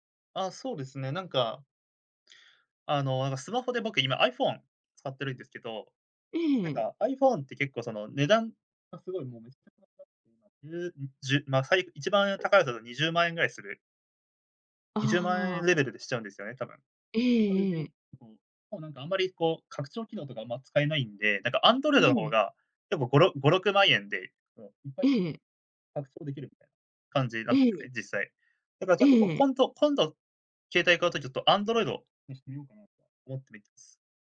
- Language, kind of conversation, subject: Japanese, podcast, スマホと上手に付き合うために、普段どんな工夫をしていますか？
- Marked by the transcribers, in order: unintelligible speech; unintelligible speech; unintelligible speech